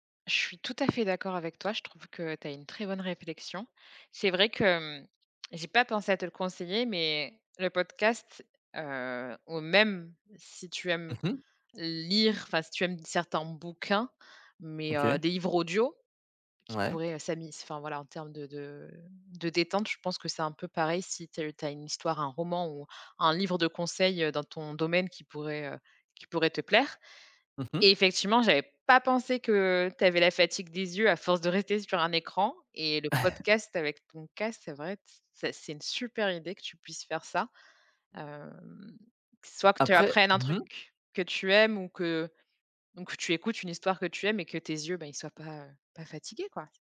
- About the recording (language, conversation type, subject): French, advice, Comment puis-je rester concentré pendant de longues sessions, même sans distractions ?
- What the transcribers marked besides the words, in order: stressed: "même"; chuckle; other background noise